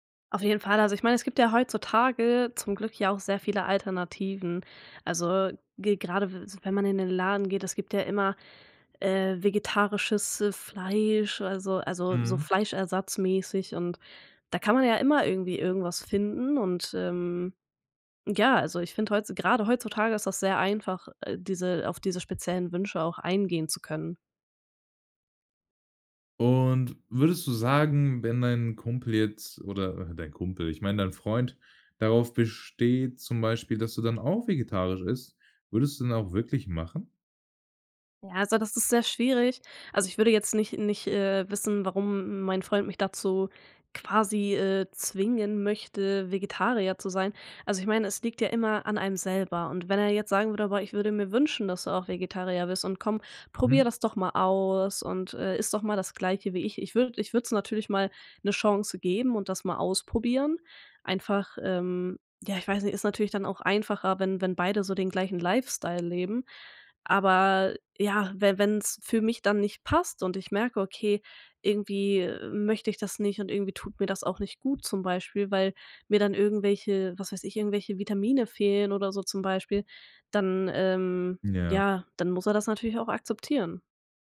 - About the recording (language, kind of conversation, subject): German, podcast, Was begeistert dich am Kochen für andere Menschen?
- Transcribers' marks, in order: stressed: "Fleisch"; other background noise; drawn out: "Und"; stressed: "auch"; drawn out: "Aber"